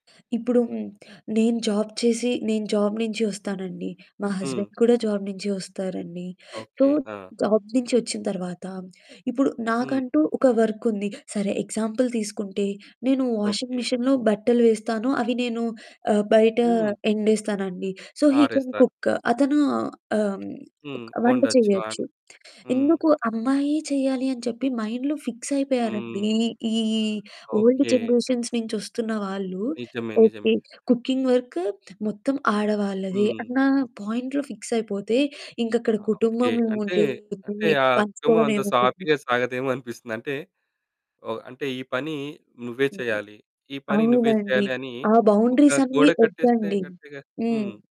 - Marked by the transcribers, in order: in English: "జాబ్"; in English: "జాబ్"; in English: "హస్బెండ్"; in English: "జాబ్"; in English: "సో, జాబ్"; in English: "వర్క్"; in English: "ఎగ్జాంపుల్"; in English: "వాషింగ్ మిషిన్‌లో"; in English: "సో, హీ కెన్"; other background noise; in English: "మైండ్‌లో ఫిక్స్"; in English: "ఓల్డ్ జనరేషన్స్"; in English: "కుకింగ్"; in English: "పాయింట్‌లో ఫిక్స్"; distorted speech; in English: "కరెక్ట్‌గా"
- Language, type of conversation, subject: Telugu, podcast, పనులను పంచుకోవడంలో కుటుంబ సభ్యుల పాత్ర ఏమిటి?